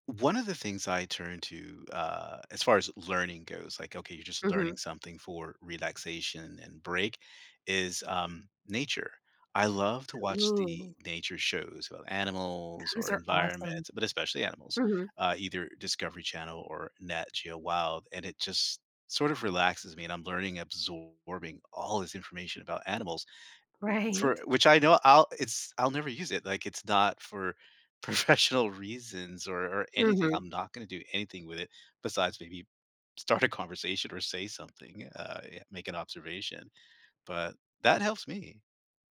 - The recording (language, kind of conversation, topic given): English, unstructured, When should I push through discomfort versus resting for my health?
- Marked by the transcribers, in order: laughing while speaking: "Right"; laughing while speaking: "professional"; laughing while speaking: "start"